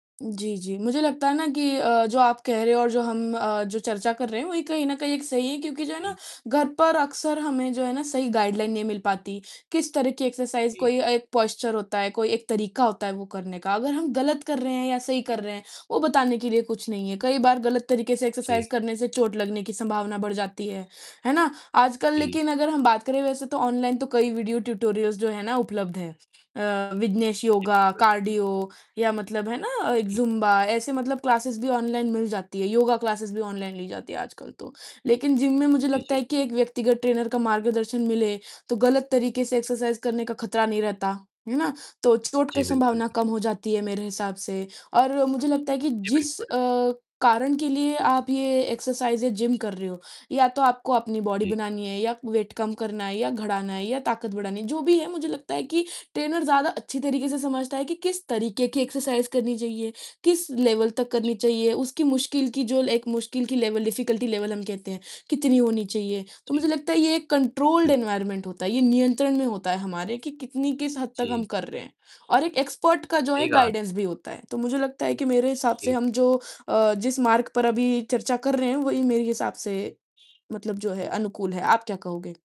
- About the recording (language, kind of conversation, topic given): Hindi, unstructured, फिट रहने के लिए जिम जाना बेहतर है या घर पर व्यायाम करना?
- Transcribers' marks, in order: static; distorted speech; in English: "गाइडलाइन"; in English: "एक्सरसाइज़"; in English: "पोस्चर"; other background noise; in English: "एक्सरसाइज़"; in English: "वीडियो ट्यूटोरियल्स"; in English: "क्लासेस"; in English: "क्लासेस"; in English: "ट्रेनर"; in English: "एक्सरसाइज़"; in English: "एक्सरसाइज़"; in English: "बॉडी"; in English: "वेट"; in English: "ट्रेनर"; in English: "एक्सरसाइज़"; in English: "लेवल"; in English: "लेवल, डिफिकल्टी लेवल"; in English: "कंट्रोल्ड एनवायरनमेंट"; in English: "एक्सपर्ट"; in English: "गाइडेंस"; horn